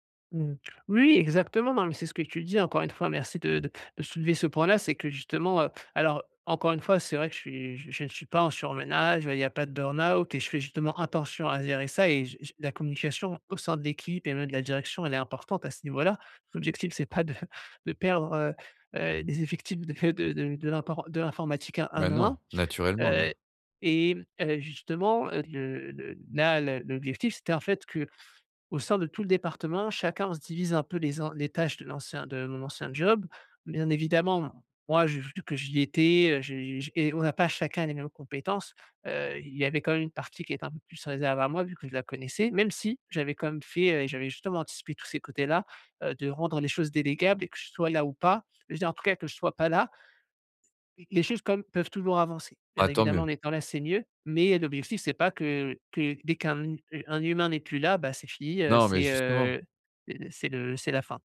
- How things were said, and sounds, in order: chuckle
- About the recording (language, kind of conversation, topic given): French, advice, Comment structurer ma journée pour rester concentré et productif ?